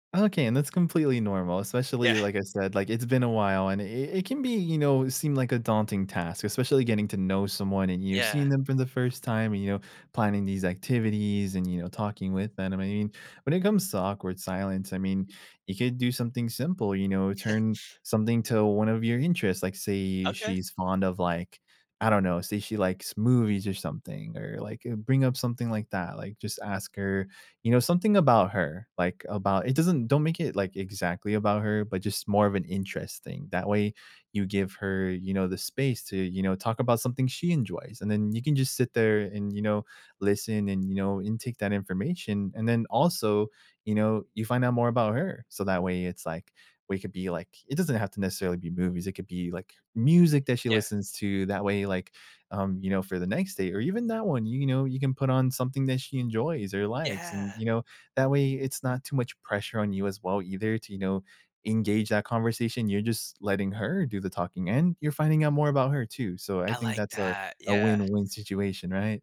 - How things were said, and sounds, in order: other background noise; chuckle; tapping
- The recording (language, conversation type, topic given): English, advice, How should I prepare for a first date?